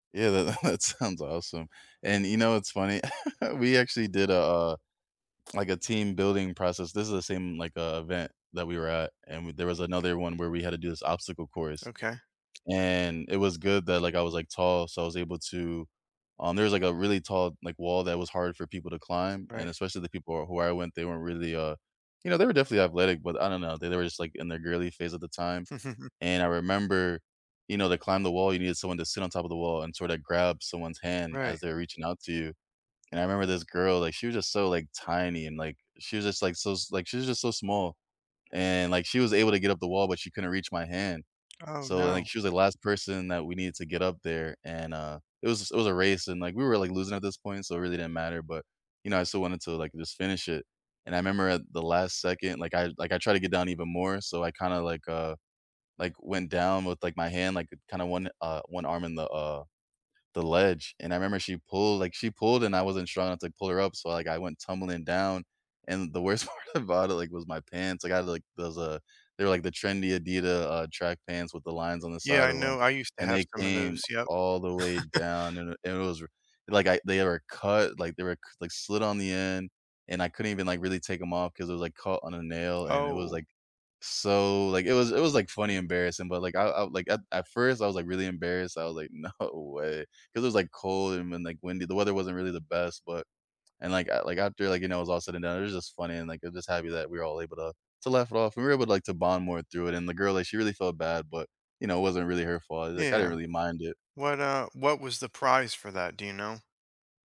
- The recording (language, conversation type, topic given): English, unstructured, What was the best group project you have worked on, and what made your team click?
- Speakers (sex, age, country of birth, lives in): male, 30-34, United States, United States; male, 40-44, United States, United States
- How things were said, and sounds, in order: laughing while speaking: "that sounds"; chuckle; chuckle; laughing while speaking: "part about"; chuckle; laughing while speaking: "No"